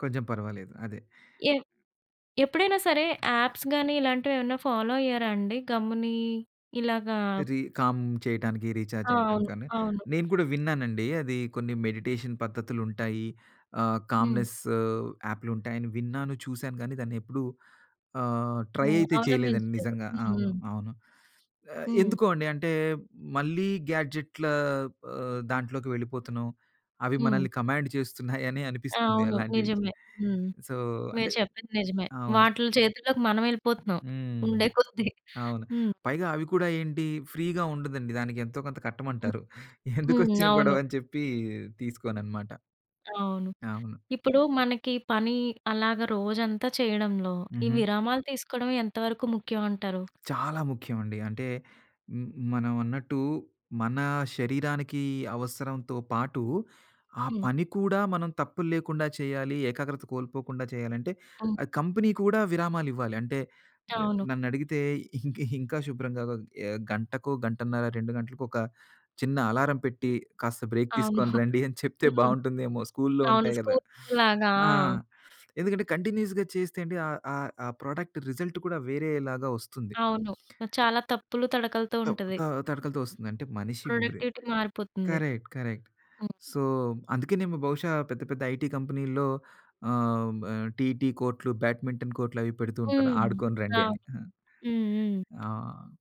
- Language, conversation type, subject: Telugu, podcast, మీరు పని విరామాల్లో శక్తిని ఎలా పునఃసంచయం చేసుకుంటారు?
- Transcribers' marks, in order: in English: "యాప్స్"; other background noise; in English: "ఫాలో"; in English: "కామ్"; in English: "రీచార్జ్"; in English: "మెడిటేషన్"; in English: "ట్రై"; in English: "కమాండ్"; in English: "సో"; other noise; giggle; in English: "ఫ్రీ‌గా"; laughing while speaking: "ఎందుకొచ్చిన గొడవని చెప్పి"; tapping; in English: "కంపెనీ"; laughing while speaking: "ఇంకా ఇంకా శుభ్రంగా"; in English: "బ్రేక్"; giggle; in English: "స్కూల్స్"; sniff; in English: "కంటిన్యూస్‌గా"; in English: "ప్రొడక్ట్ రిజల్ట్"; in English: "ప్రొడక్టివిటీ"; in English: "కరెక్ట్ కరెక్ట్. సో"; in English: "ఐటీ"; in English: "టీటీ"; in English: "బ్యాడ్మింటన్"